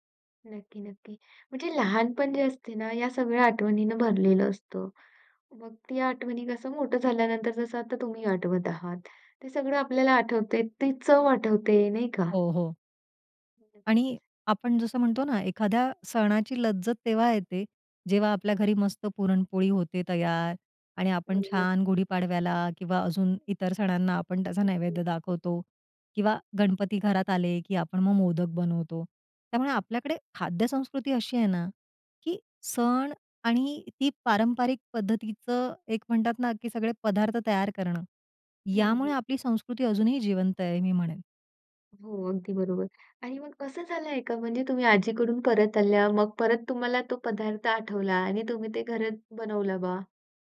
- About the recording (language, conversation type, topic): Marathi, podcast, लहानपणीची आठवण जागवणारे कोणते खाद्यपदार्थ तुम्हाला लगेच आठवतात?
- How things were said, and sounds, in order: other background noise